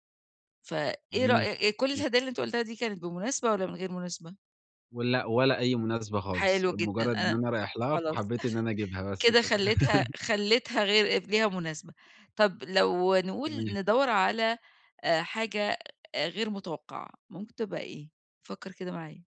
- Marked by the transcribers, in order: unintelligible speech; chuckle
- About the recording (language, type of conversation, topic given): Arabic, advice, إزاي ألاقي هدايا مميزة من غير ما أحس بإحباط دايمًا؟